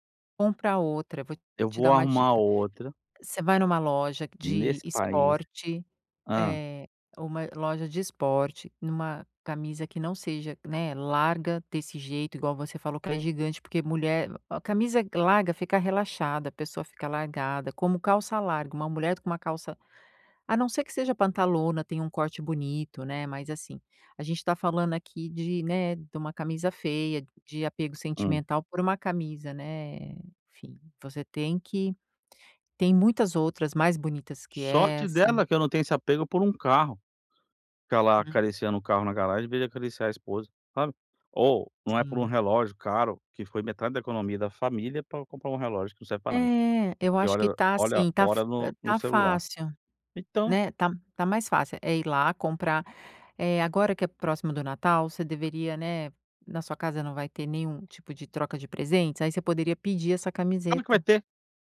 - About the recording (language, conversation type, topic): Portuguese, advice, Como posso desapegar de objetos que têm valor sentimental?
- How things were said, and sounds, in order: none